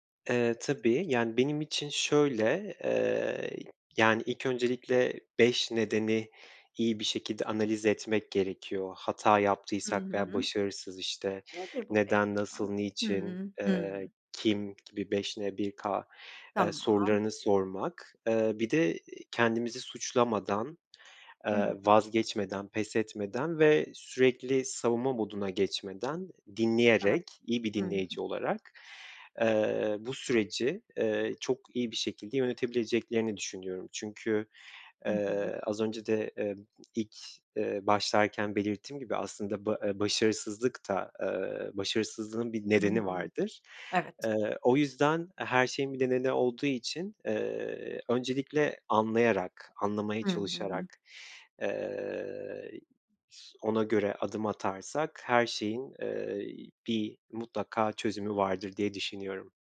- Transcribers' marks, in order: other noise; other background noise
- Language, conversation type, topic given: Turkish, podcast, Başarısızlıkla karşılaştığında ne yaparsın?